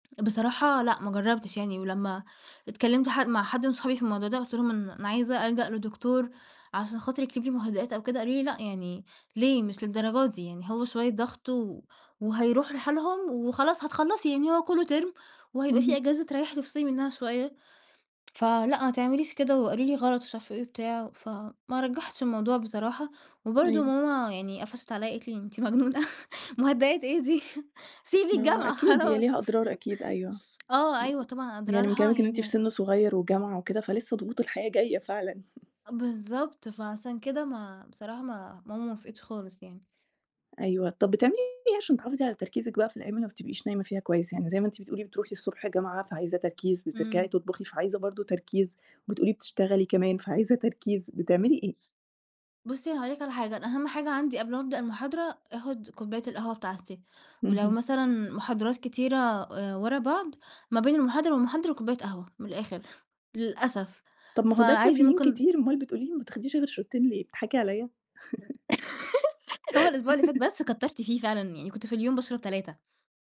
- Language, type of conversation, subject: Arabic, podcast, بتعمل إيه لما ما تعرفش تنام؟
- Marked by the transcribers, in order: in English: "term"; chuckle; laughing while speaking: "سيبي الجامعة خلاص"; laugh; laugh; in English: "شوتين"; laugh